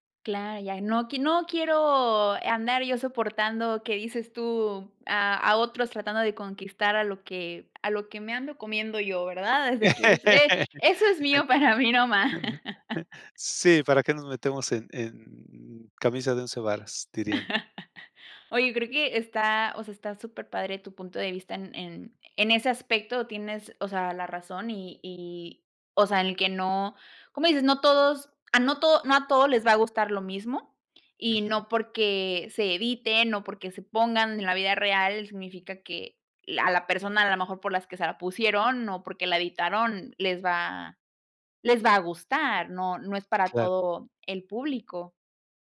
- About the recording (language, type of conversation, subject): Spanish, podcast, ¿Cómo afecta la publicidad a la imagen corporal en los medios?
- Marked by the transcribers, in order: laugh; laughing while speaking: "para mí, nomás"; laugh